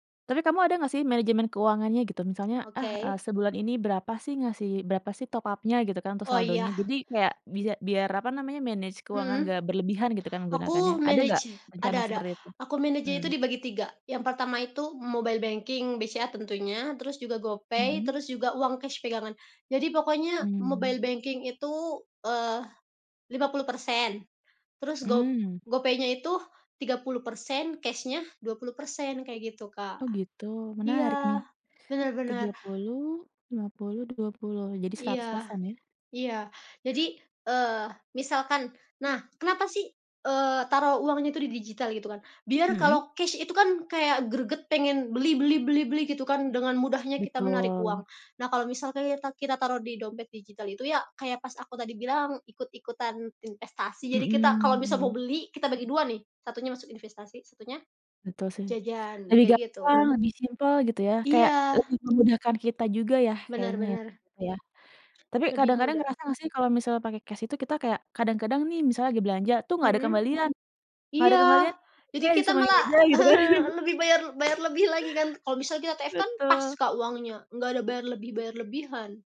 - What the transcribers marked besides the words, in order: in English: "top up-nya"; tapping; in English: "manage"; in English: "manage"; in English: "manage-nya"; in English: "mobile banking"; other background noise; chuckle; unintelligible speech; chuckle
- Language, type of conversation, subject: Indonesian, podcast, Bagaimana pengalamanmu menggunakan dompet digital atau layanan perbankan di ponsel?
- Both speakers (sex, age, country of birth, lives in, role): female, 20-24, Indonesia, Indonesia, guest; female, 35-39, Indonesia, Indonesia, host